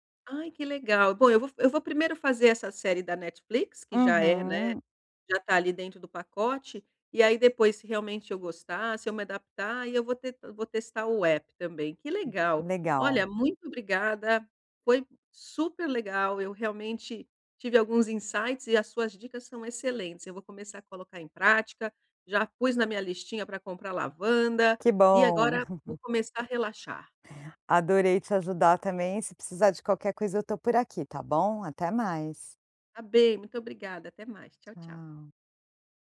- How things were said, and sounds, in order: chuckle
- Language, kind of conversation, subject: Portuguese, advice, Como é a sua rotina relaxante antes de dormir?